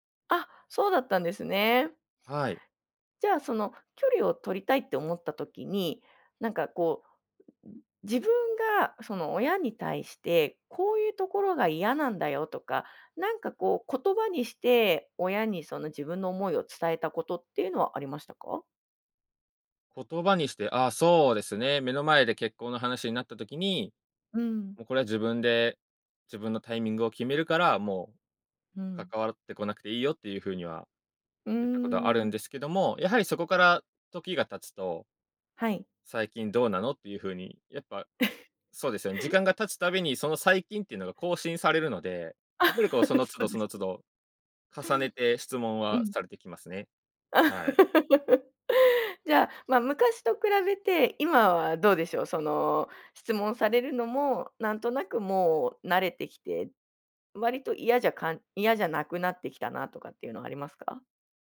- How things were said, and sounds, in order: laugh; laugh; laughing while speaking: "そうですね"; other noise; laugh
- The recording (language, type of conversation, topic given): Japanese, podcast, 親と距離を置いたほうがいいと感じたとき、どうしますか？